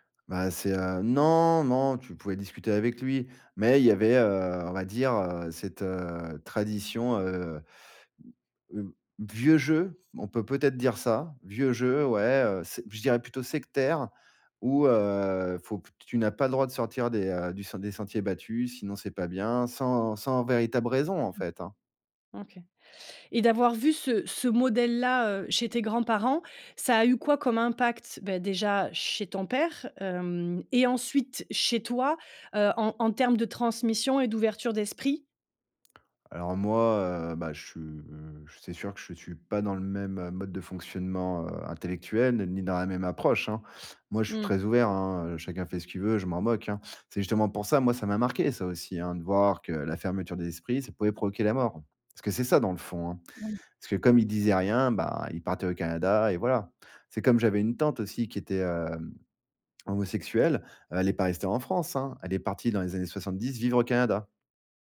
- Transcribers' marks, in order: other background noise
- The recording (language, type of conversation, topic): French, podcast, Comment conciliez-vous les traditions et la liberté individuelle chez vous ?